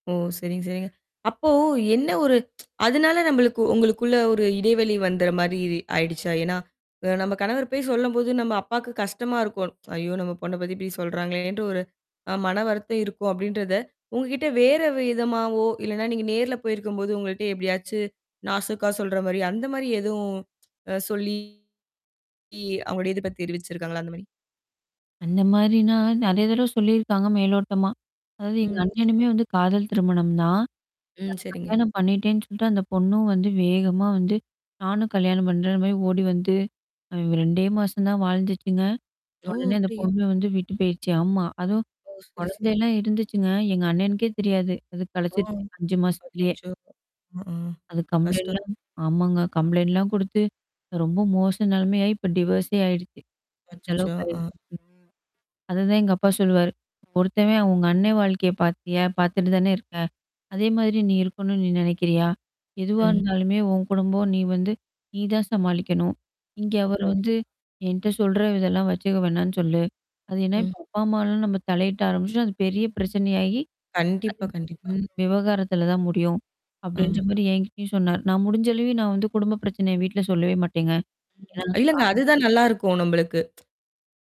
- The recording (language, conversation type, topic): Tamil, podcast, நீங்கள் அன்பான ஒருவரை இழந்த அனுபவம் என்ன?
- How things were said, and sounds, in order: tsk; tsk; tsk; distorted speech; static; other background noise; lip smack; sad: "அதுவும் குழந்தை எல்லாம் இருந்துச்சுங்க. எங்க அண்ணனுக்கே தெரியாது. அது கலச்சிருச்சு அஞ்சு மாசத்துலயே"; in English: "கம்ப்ளெயின்ட்ல்லாம்"; in English: "கம்ப்ளெயின்ட்"; in English: "டிவர்ஸ்ஸே"; mechanical hum; other noise; unintelligible speech; tsk